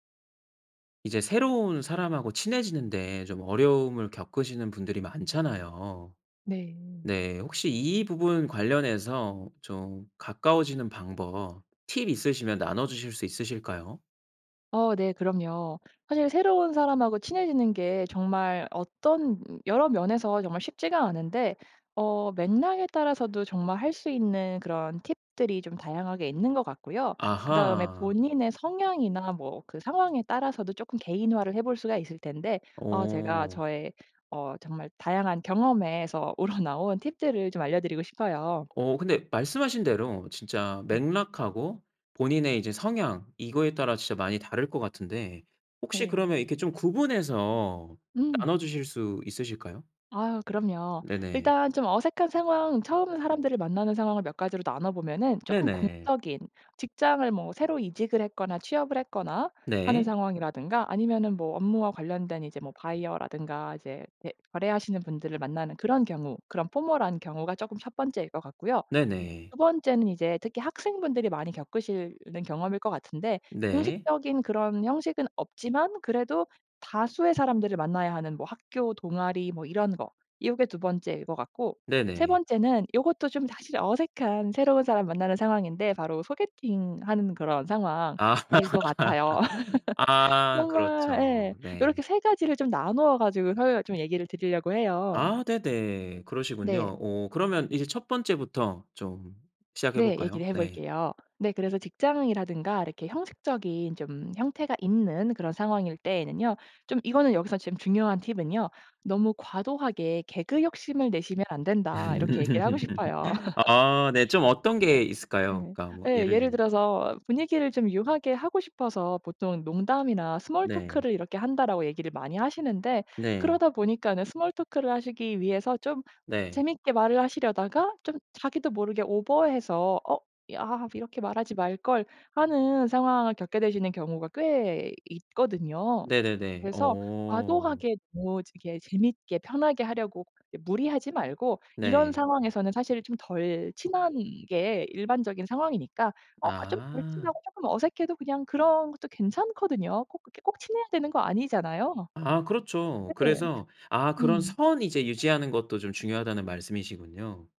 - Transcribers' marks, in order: other background noise; laughing while speaking: "우러나온"; in English: "포멀한"; laugh; laugh; laugh; in English: "스몰 토크를"; in English: "스몰 토크를"
- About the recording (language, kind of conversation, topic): Korean, podcast, 새로운 사람과 친해지는 방법은 무엇인가요?